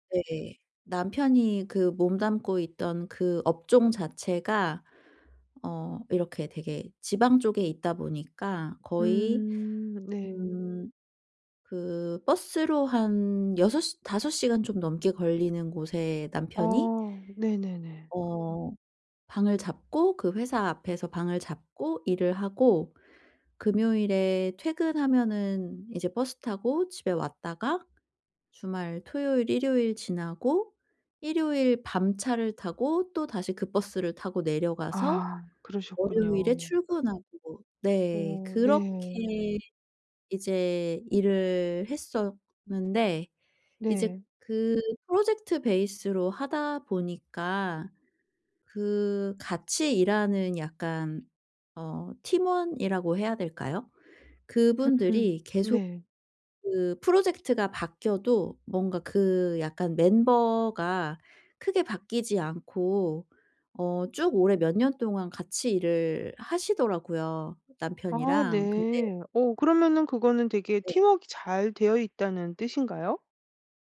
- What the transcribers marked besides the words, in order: other background noise; tapping
- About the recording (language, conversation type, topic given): Korean, advice, 파트너의 불안과 걱정을 어떻게 하면 편안하게 덜어 줄 수 있을까요?